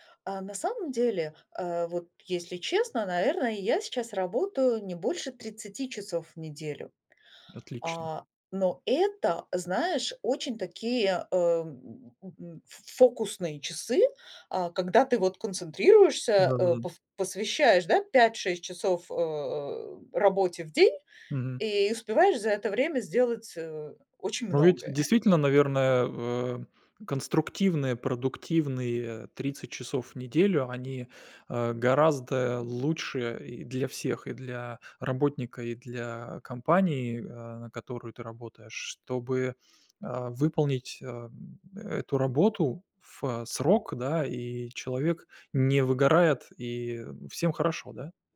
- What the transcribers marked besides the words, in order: chuckle; chuckle
- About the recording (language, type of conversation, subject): Russian, podcast, Что вы думаете о гибком графике и удалённой работе?